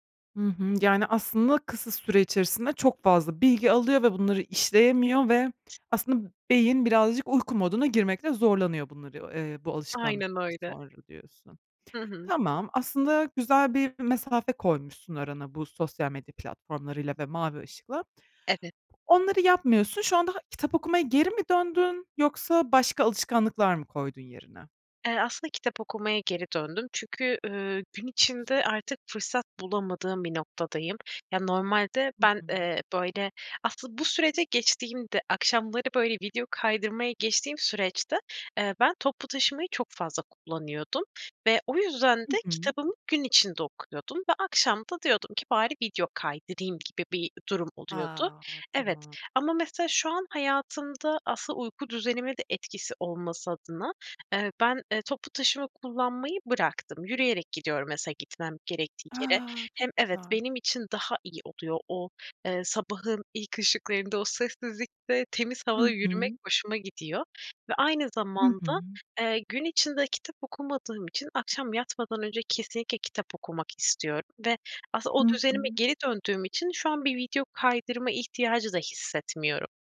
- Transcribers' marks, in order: other background noise; tapping
- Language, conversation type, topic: Turkish, podcast, Uyku düzenini iyileştirmek için neler yapıyorsunuz, tavsiye verebilir misiniz?